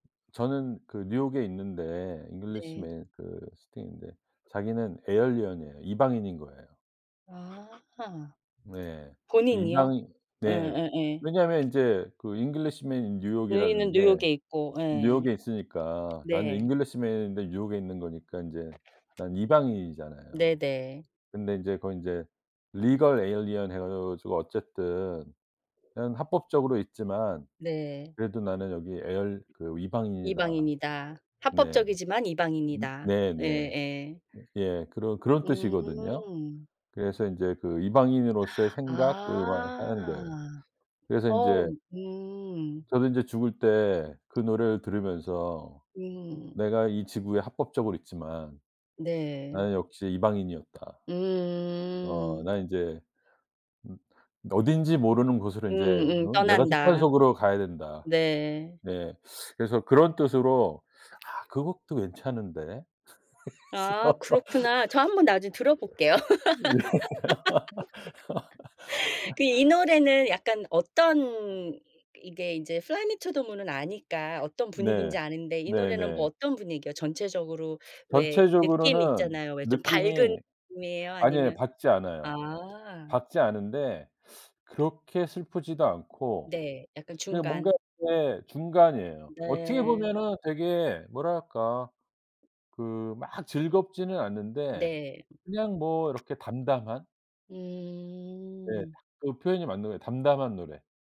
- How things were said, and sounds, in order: tapping; other background noise; in English: "Legal alien"; laugh; laughing while speaking: "그래서"; laugh; laughing while speaking: "들어볼게요"; laugh; laughing while speaking: "예"; laugh
- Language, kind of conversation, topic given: Korean, podcast, 인생 곡을 하나만 꼽는다면 어떤 곡인가요?